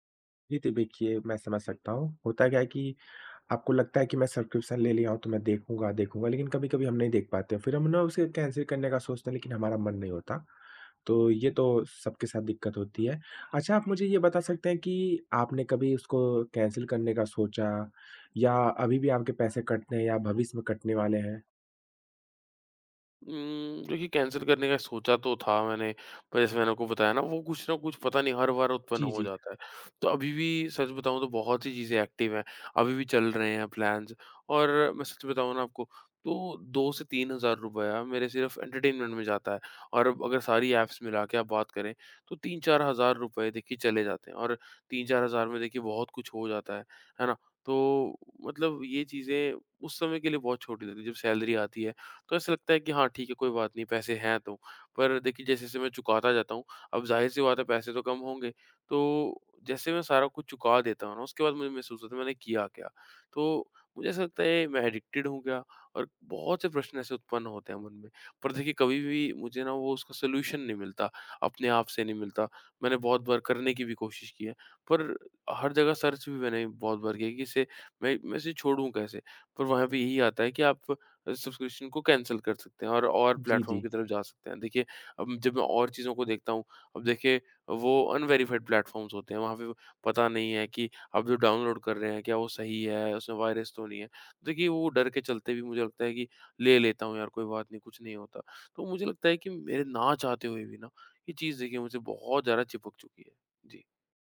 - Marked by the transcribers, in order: other background noise; in English: "सब्सक्रिप्शन"; in English: "कैन्सल"; in English: "कैन्सल"; tapping; in English: "कैन्सल"; in English: "एक्टिव"; in English: "प्लान्स"; in English: "एंटरटेनमेंट"; in English: "सैलरी"; in English: "एडिकटिड"; in English: "सोल्यूशन"; in English: "सर्च"; in English: "सब्सक्रिप्शन"; in English: "कैन्सल"; in English: "अनवेरिफाइड प्लेटफ़ॉर्म्स"
- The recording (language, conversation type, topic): Hindi, advice, सब्सक्रिप्शन रद्द करने में आपको किस तरह की कठिनाई हो रही है?